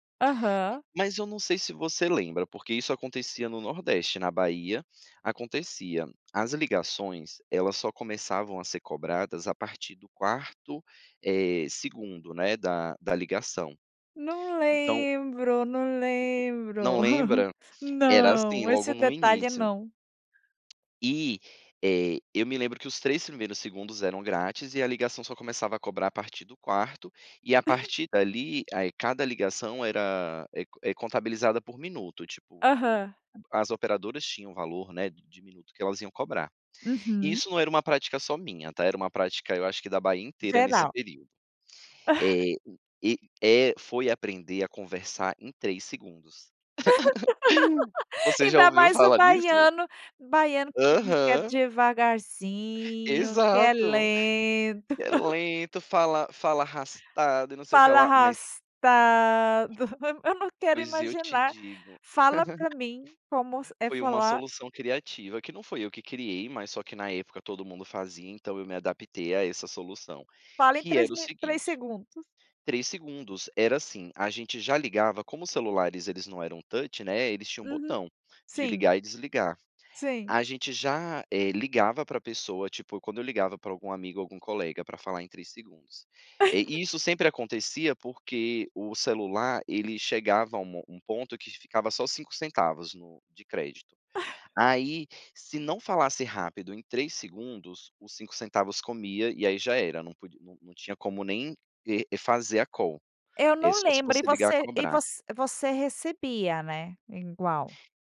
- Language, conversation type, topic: Portuguese, podcast, Como você criou uma solução criativa usando tecnologia?
- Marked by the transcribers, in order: chuckle; other background noise; tapping; chuckle; chuckle; laugh; chuckle; drawn out: "devagarzinho"; drawn out: "lento"; drawn out: "arrastado"; giggle; in English: "touch"; laugh; chuckle; in English: "call"; "igual" said as "ingual"